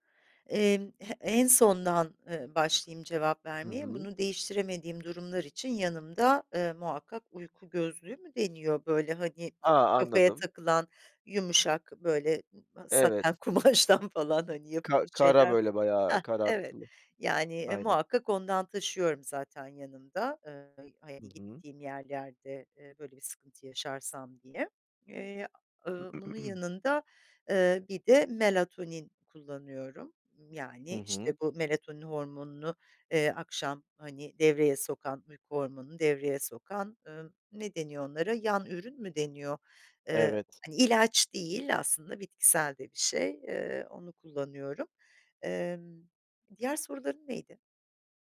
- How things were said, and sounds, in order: other background noise; other noise; laughing while speaking: "kumaştan"; unintelligible speech; tapping; throat clearing
- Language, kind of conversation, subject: Turkish, podcast, Uyku rutinini nasıl düzenliyorsun ve hangi alışkanlık senin için işe yaradı?